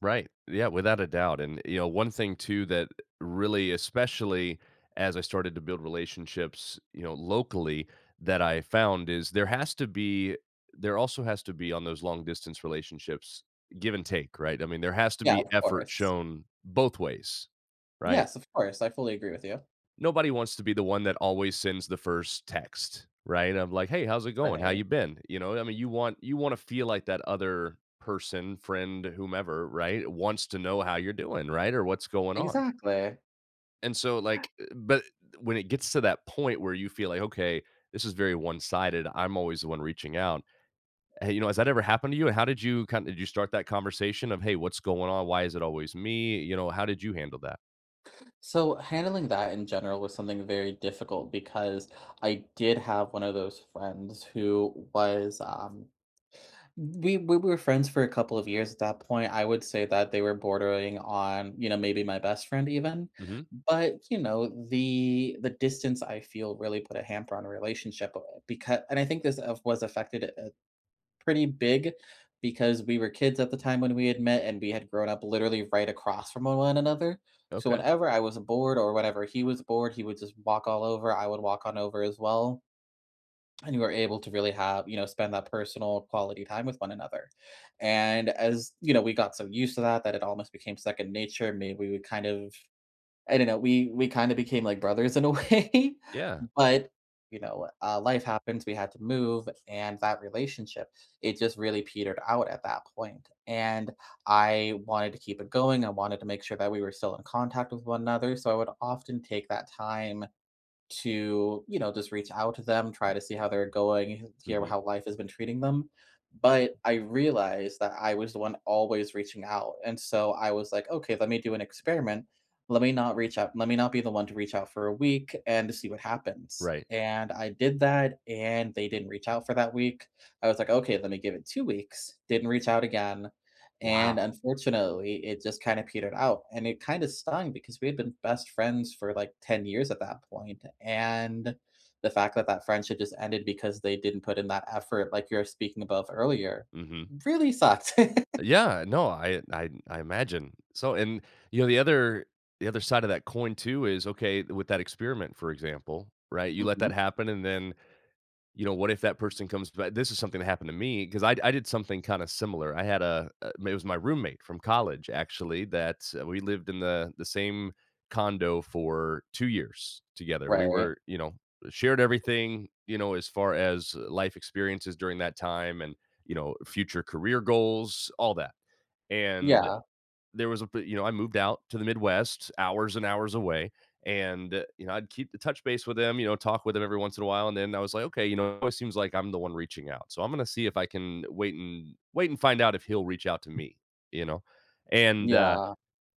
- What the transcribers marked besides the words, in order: gasp; other background noise; drawn out: "the"; laughing while speaking: "way"; laugh; tapping
- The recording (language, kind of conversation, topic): English, unstructured, How do I manage friendships that change as life gets busier?
- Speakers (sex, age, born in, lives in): male, 30-34, United States, United States; male, 30-34, United States, United States